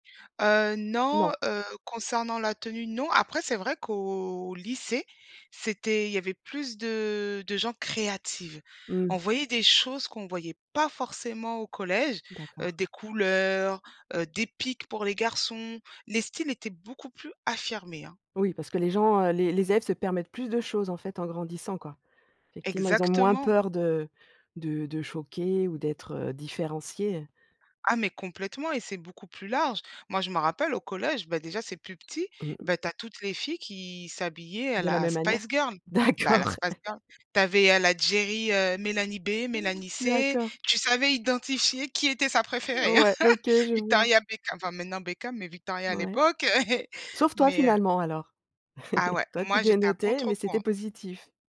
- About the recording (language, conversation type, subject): French, podcast, Comment ton style a‑t‑il évolué avec le temps ?
- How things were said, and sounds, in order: stressed: "pas"; stressed: "pics"; stressed: "affirmés"; chuckle; other noise; laugh; chuckle